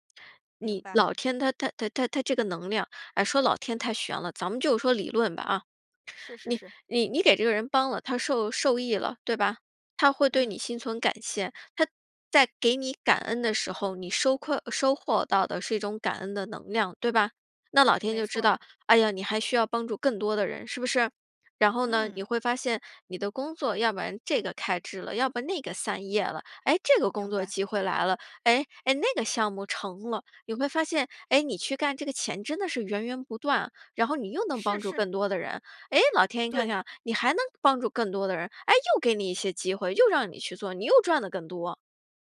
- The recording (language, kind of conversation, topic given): Chinese, podcast, 钱和时间，哪个对你更重要？
- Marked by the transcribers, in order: none